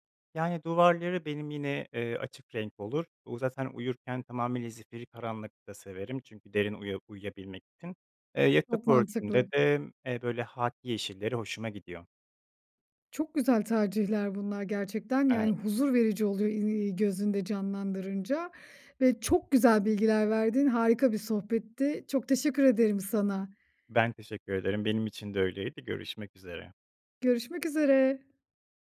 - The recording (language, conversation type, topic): Turkish, podcast, Renkler ruh halini nasıl etkiler?
- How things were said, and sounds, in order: none